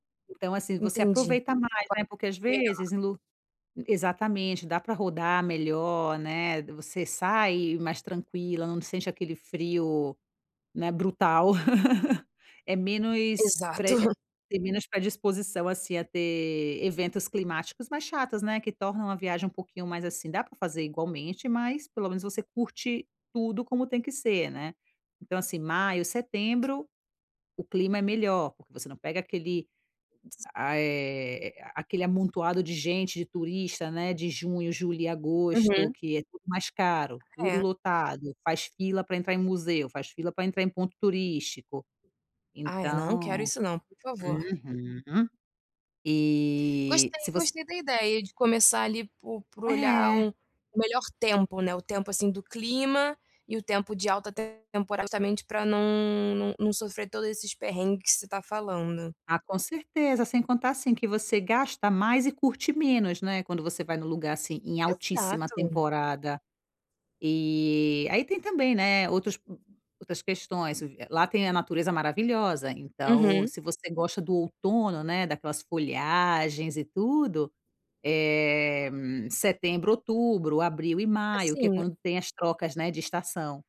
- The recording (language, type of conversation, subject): Portuguese, advice, Como posso organizar melhor a logística das minhas férias e deslocamentos?
- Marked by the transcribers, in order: unintelligible speech; other background noise; tapping; laugh; chuckle; unintelligible speech